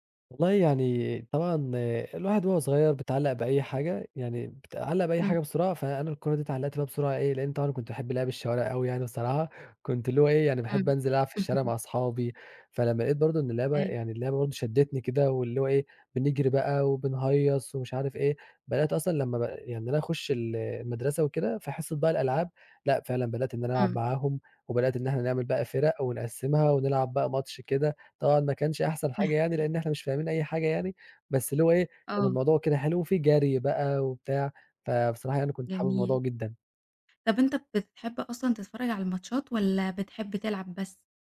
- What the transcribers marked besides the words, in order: laugh; unintelligible speech; chuckle
- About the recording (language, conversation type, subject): Arabic, podcast, إيه أكتر هواية بتحب تمارسها وليه؟